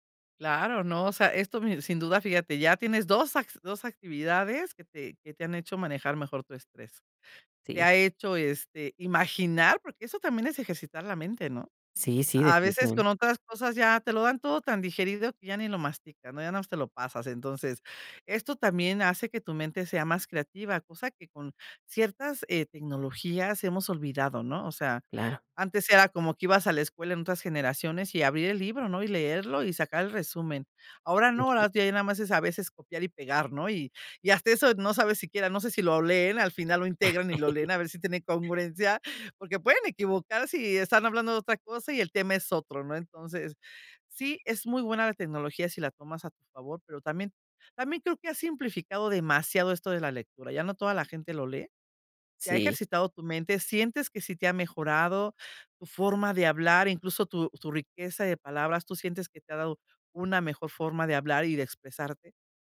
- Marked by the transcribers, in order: chuckle
- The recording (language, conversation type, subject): Spanish, podcast, ¿Qué pequeños cambios te han ayudado más a desarrollar resiliencia?